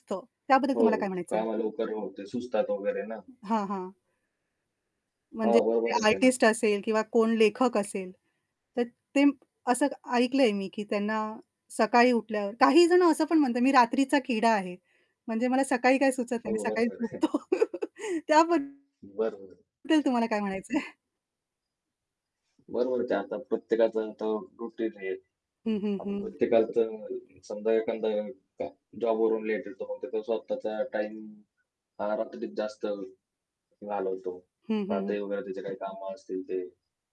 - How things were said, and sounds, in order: distorted speech; tapping; other background noise; laughing while speaking: "आहे"; laughing while speaking: "झोपतो"; chuckle; laughing while speaking: "म्हणायचंय?"; in English: "रूटीन"; static
- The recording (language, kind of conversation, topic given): Marathi, podcast, झोपेची नियमित वेळ ठेवल्याने काय फरक पडतो?